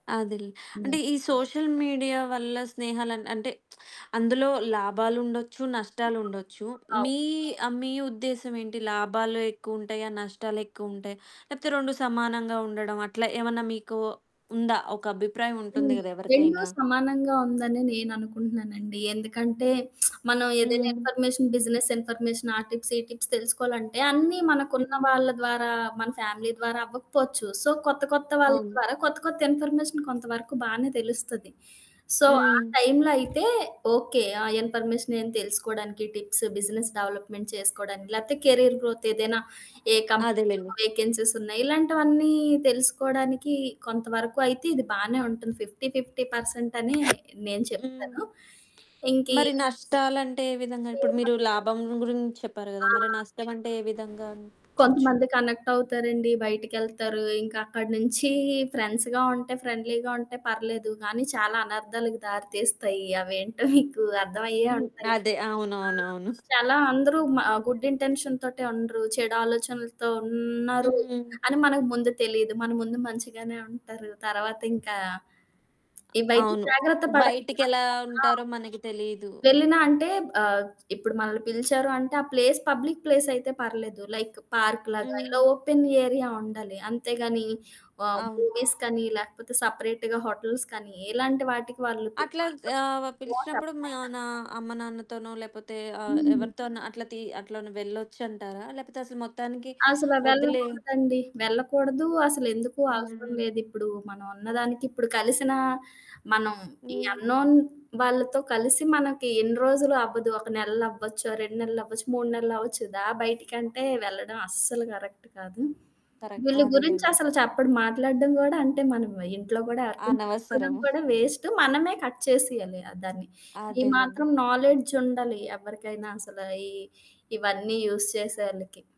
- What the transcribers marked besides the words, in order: other background noise; in English: "సోషల్ మీడియా"; static; lip smack; in English: "ఇన్ఫర్మేషన్, బిజినెస్ ఇన్ఫర్మేషన్"; in English: "టిప్స్"; in English: "టిప్స్"; in English: "ఫ్యామిలీ"; in English: "సో"; in English: "ఇన్ఫర్మేషన్"; in English: "సో"; in English: "ఇన్ఫర్మేషన్"; in English: "టిప్స్, బిజినెస్ డెవలప్మెంట్"; in English: "కెరియర్ గ్రోత్"; in English: "కంపెనీలో వెేకెన్సీస్"; in English: "ఫిఫ్టీ ఫిఫ్టీ"; lip smack; distorted speech; in English: "ఫేమస్"; in English: "ఫ్రెండ్స్‌గా"; in English: "ఫ్రెండ్‌లీగా"; giggle; in English: "గుడ్ ఇంటెన్షన్‌తోటే"; in English: "ప్లేస్ పబ్లిక్"; in English: "లైక్ పార్క్‌లాగా"; in English: "ఓపెన్ ఏరియా"; in English: "మూవీస్‌కనీ"; in English: "సెపరేట్‌గా హోటల్స్‌కనీ"; in English: "నో"; in English: "అన్‌నోన్"; in English: "కరెక్ట్"; in English: "కరక్ట్"; giggle; in English: "కట్"; in English: "యూజ్"
- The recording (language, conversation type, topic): Telugu, podcast, సామాజిక మాధ్యమాలు స్నేహాలను ఎలా మార్చాయి?